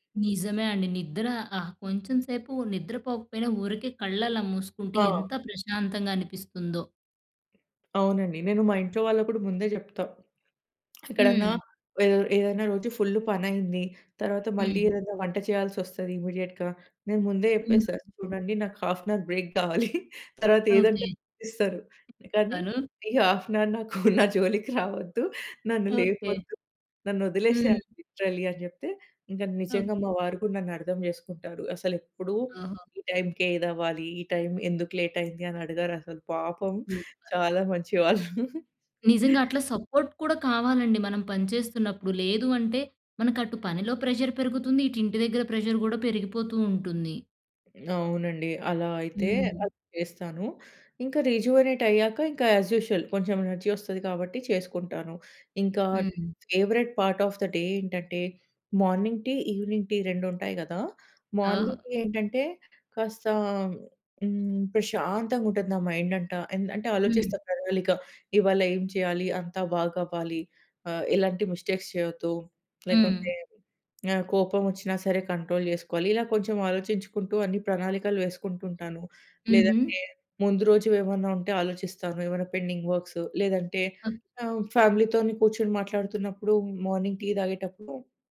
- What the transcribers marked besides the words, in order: other background noise; tapping; in English: "ఫుల్"; in English: "ఇమ్మీడియేట్‌గా"; in English: "హాఫ్ అన్ అవర్ బ్రేక్"; chuckle; in English: "హాఫ్ అన్ అవర్"; laughing while speaking: "నాకు నా జోలికి రావద్దు"; in English: "లిటరల్లి"; in English: "లేట్"; in English: "సూపర్"; giggle; in English: "సపోర్ట్"; in English: "ప్రెషర్"; in English: "ప్రెషర్"; in English: "రిజివోనేట్"; in English: "యాజ్ యూజువల్"; in English: "ఎనర్జీ"; in English: "ఫేవరెట్ పార్ట్ ఆఫ్ ద డే"; in English: "మార్నింగ్ టీ, ఈవెనింగ్ టీ"; in English: "మార్నింగ్ టీ"; in English: "మైండ్"; in English: "మిస్టేక్స్"; in English: "కంట్రోల్"; in English: "పెండింగ్ వర్క్స్"; in English: "మార్నింగ్ టీ"
- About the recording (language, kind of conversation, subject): Telugu, podcast, పని తర్వాత విశ్రాంతి పొందడానికి మీరు సాధారణంగా ఏమి చేస్తారు?